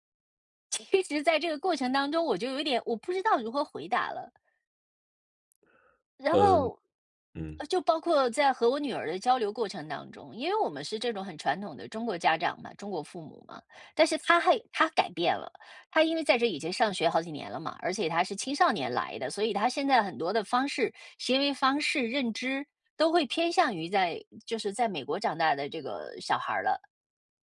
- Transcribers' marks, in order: other background noise
- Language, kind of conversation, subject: Chinese, advice, 我该如何调整期待，并在新环境中重建日常生活？